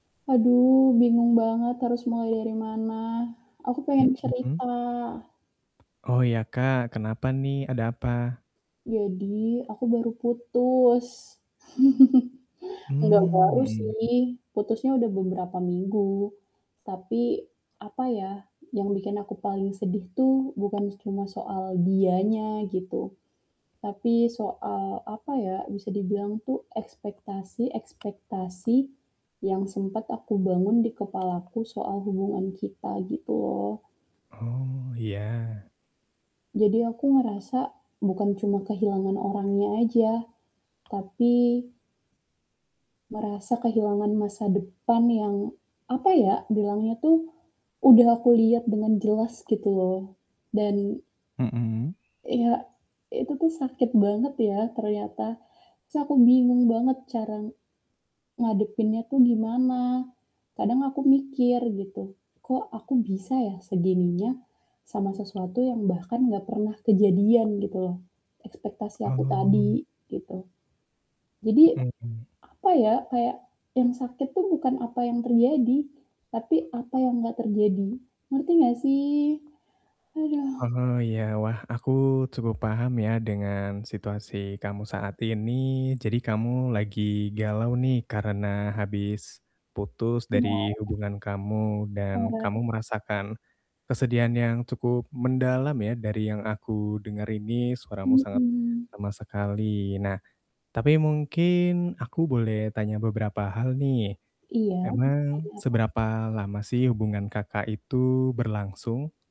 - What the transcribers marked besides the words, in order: static; tapping; chuckle; distorted speech; other background noise; unintelligible speech
- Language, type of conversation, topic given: Indonesian, advice, Bagaimana saya bisa berduka atas ekspektasi yang tidak terpenuhi setelah putus cinta?